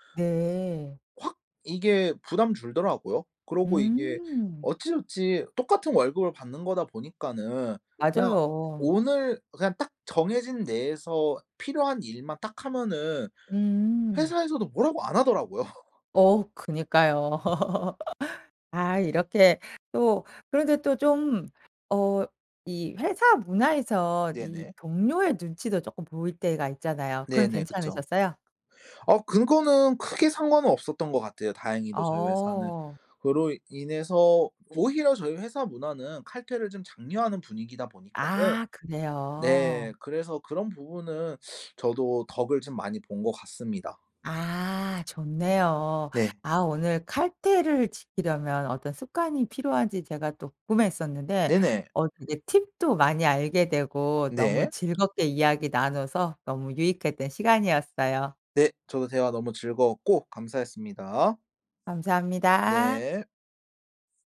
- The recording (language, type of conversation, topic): Korean, podcast, 칼퇴근을 지키려면 어떤 습관이 필요할까요?
- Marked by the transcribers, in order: laugh; other background noise; teeth sucking; tapping